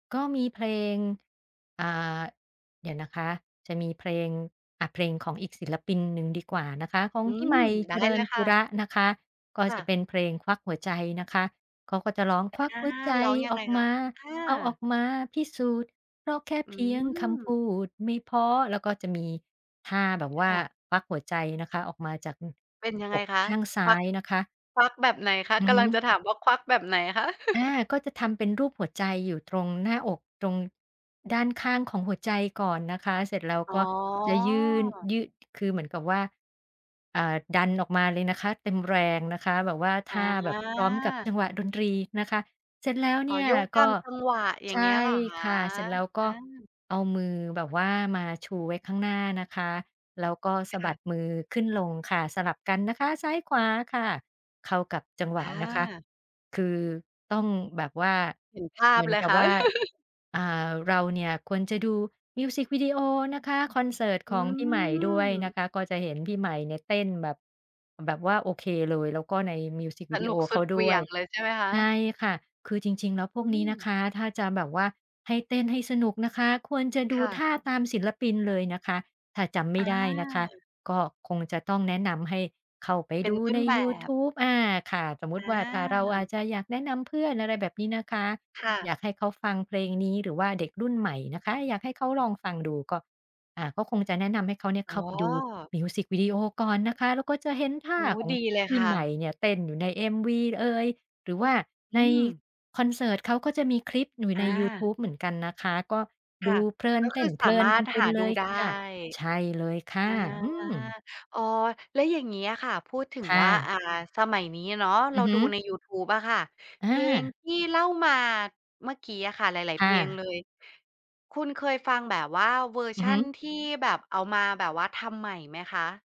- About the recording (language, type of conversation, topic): Thai, podcast, เพลงไหนที่พอได้ยินแล้วทำให้คุณอยากลุกขึ้นเต้นทันที?
- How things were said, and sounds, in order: background speech; singing: "ควักหัวใจออกมา เอาออกมาพิสูจน์ เพราะแค่เพียงคำพูดไม่พอ"; other background noise; chuckle; drawn out: "อ๋อ"; tapping; chuckle